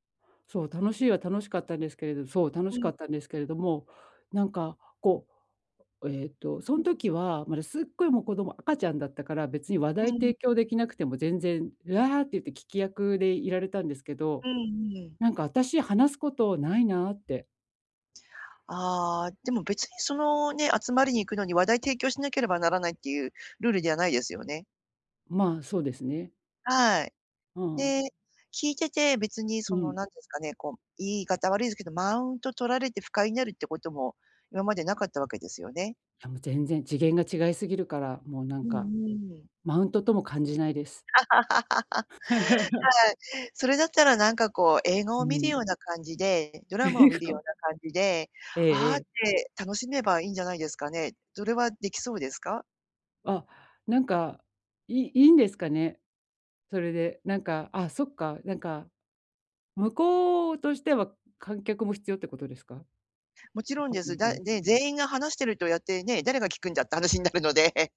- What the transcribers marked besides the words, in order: tapping; laugh; chuckle; other background noise; laughing while speaking: "映画を"; laughing while speaking: "話になるので"; chuckle
- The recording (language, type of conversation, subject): Japanese, advice, 友人の集まりで孤立しないためにはどうすればいいですか？